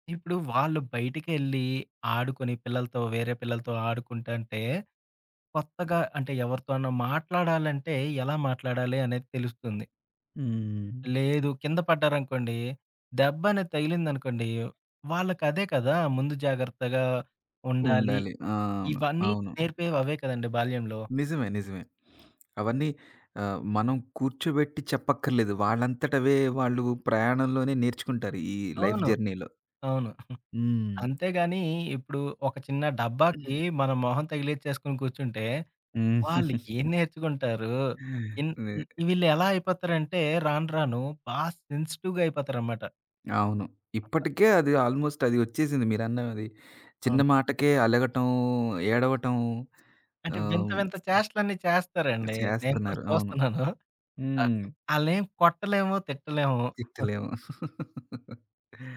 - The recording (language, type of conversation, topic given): Telugu, podcast, పార్కులో పిల్లలతో ఆడేందుకు సరిపోయే మైండ్‌ఫుల్ ఆటలు ఏవి?
- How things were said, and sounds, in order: tapping; other background noise; in English: "లైఫ్ జర్నీలో"; giggle; chuckle; in English: "సెన్సిటివ్‌గా"; in English: "ఆల్‌మోస్ట్"; laughing while speaking: "చూస్తున్నాను"; giggle; chuckle